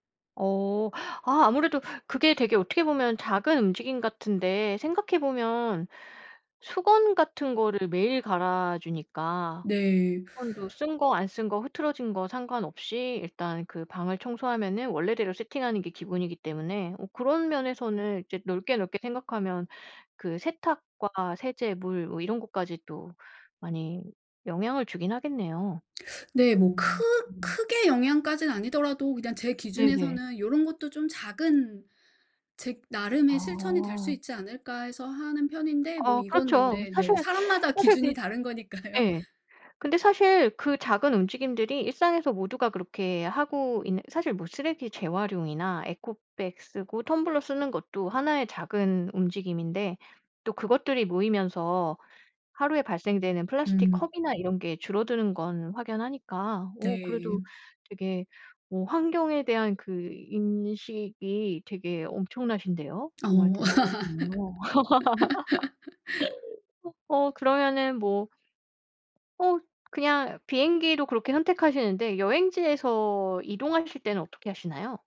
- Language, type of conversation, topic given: Korean, podcast, 여행할 때 환경을 배려하는 방법은 무엇인가요?
- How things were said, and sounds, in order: other background noise; teeth sucking; laughing while speaking: "거니까요"; laugh; background speech; laugh